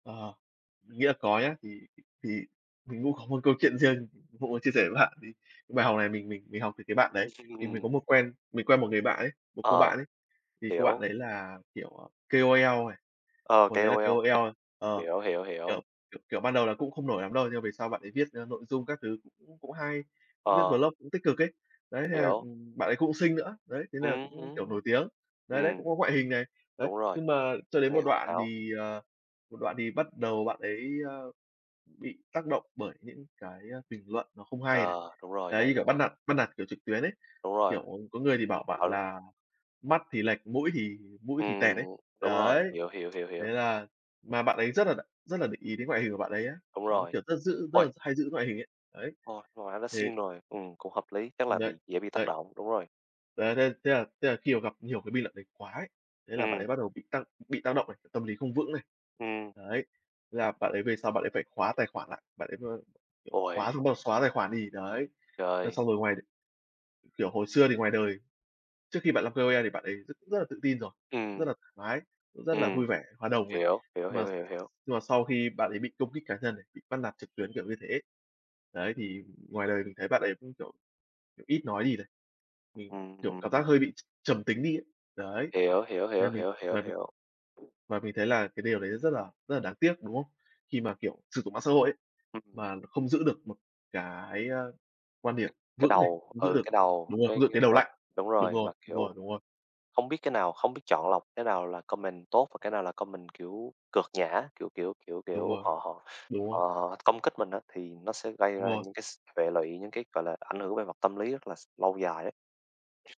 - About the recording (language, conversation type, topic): Vietnamese, unstructured, Bạn nghĩ mạng xã hội ảnh hưởng như thế nào đến cuộc sống hằng ngày?
- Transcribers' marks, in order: tapping; unintelligible speech; in English: "K-O-L"; in English: "K-O-L"; in English: "K-O-L"; other background noise; in English: "vlog"; in English: "K-O-L"; horn; other noise; in English: "comment"; in English: "comment"